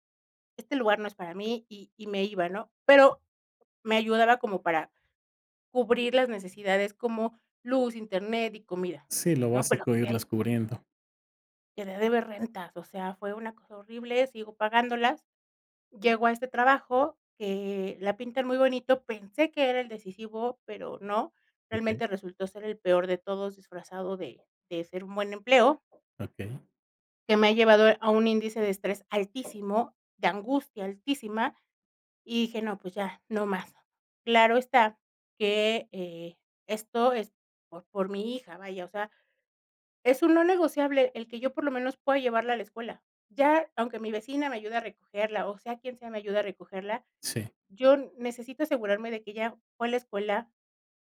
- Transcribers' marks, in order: other background noise
- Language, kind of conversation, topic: Spanish, podcast, ¿Qué te ayuda a decidir dejar un trabajo estable?